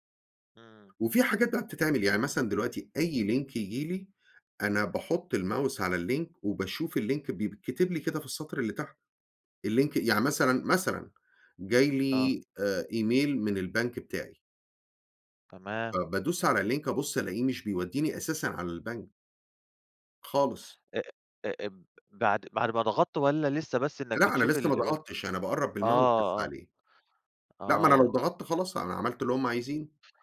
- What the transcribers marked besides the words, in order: in English: "link"; in English: "الmouse"; in English: "الlink"; in English: "الlink"; in English: "الlink"; in English: "email"; in English: "الlink"; in English: "بالmouse"
- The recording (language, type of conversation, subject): Arabic, podcast, إزاي بتحافظ على خصوصيتك على الإنترنت بصراحة؟